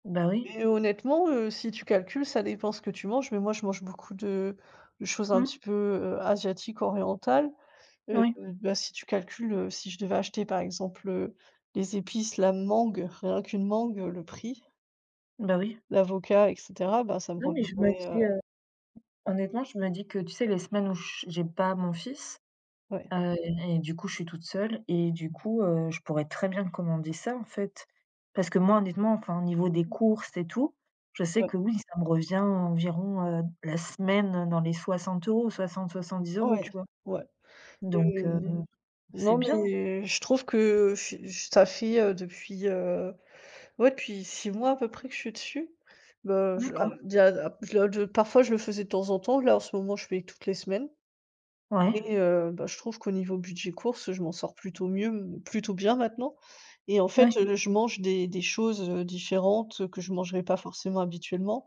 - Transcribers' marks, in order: other background noise; tapping
- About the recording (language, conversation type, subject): French, unstructured, En quoi les applications de livraison ont-elles changé votre façon de manger ?